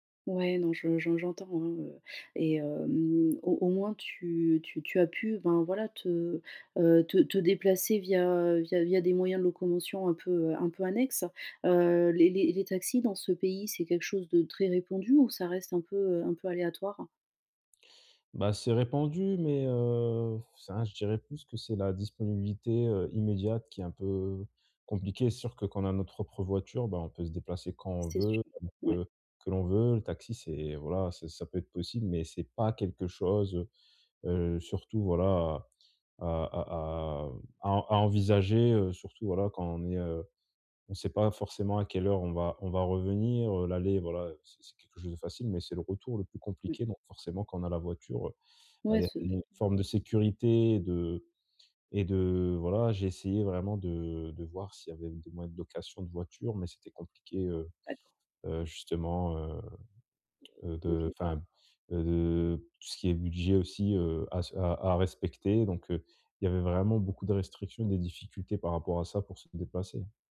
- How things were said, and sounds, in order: stressed: "pas"
- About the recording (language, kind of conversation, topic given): French, advice, Comment gérer les difficultés logistiques lors de mes voyages ?